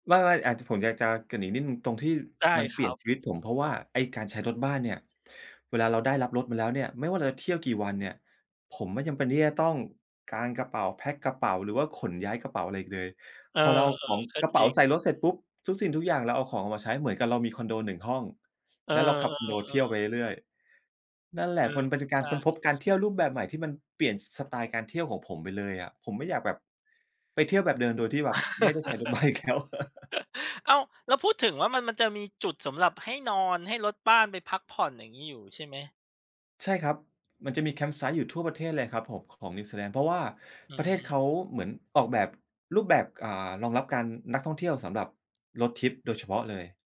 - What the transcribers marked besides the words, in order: chuckle; background speech; laughing while speaking: "รถบ้านอีกแล้ว"; chuckle; other background noise; in English: "camp site"; tapping
- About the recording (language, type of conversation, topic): Thai, podcast, คุณช่วยเล่าเรื่องการเดินทางที่เปลี่ยนชีวิตของคุณให้ฟังหน่อยได้ไหม?